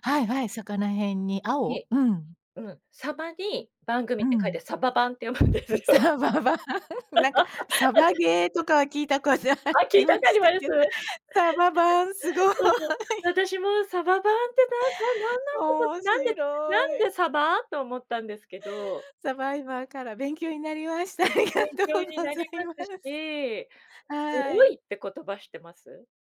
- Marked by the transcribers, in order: laughing while speaking: "鯖番って読むんですよ"; laughing while speaking: "鯖番、なんか、サバゲーとか … ど。鯖番、すごい"; laugh; laughing while speaking: "なりました。ありがとうございます"
- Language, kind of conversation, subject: Japanese, podcast, 最近ハマっている趣味は何ですか？